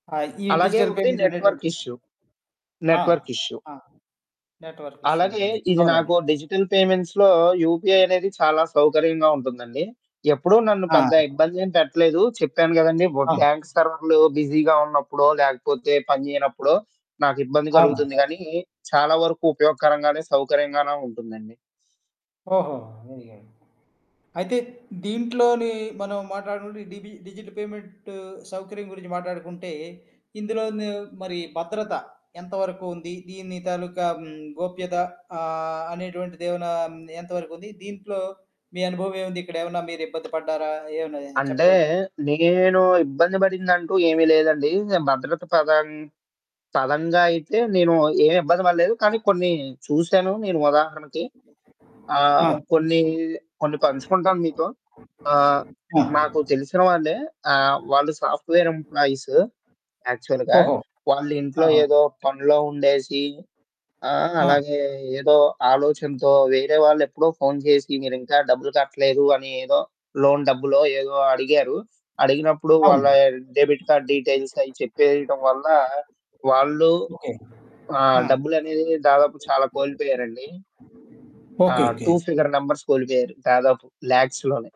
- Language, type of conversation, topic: Telugu, podcast, డిజిటల్ చెల్లింపులు మీకు సౌకర్యంగా అనిపిస్తాయా?
- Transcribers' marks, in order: in English: "డిజిటల్ పేమెంట్"; in English: "నెట్‌వర్క్ ఇష్యూ. నెట్‌వర్క్ ఇష్యూ"; other background noise; in English: "నెట్‌వర్క్ ఇష్యూ"; in English: "డిజిటల్ పేమెంట్స్‌లో యూపీఐ"; in English: "బ్యాంక్"; in English: "బిజీగా"; in English: "డిజిట్"; in English: "సాఫ్ట్‌వేర్ ఎంపప్లాయిస్ యాక్చువల్‌గా"; in English: "లోన్"; in English: "డెబిట్ కార్డ్ డీటెయిల్స్"; in English: "టూ ఫిగర్ నంబర్స్"; in English: "లాక్స్"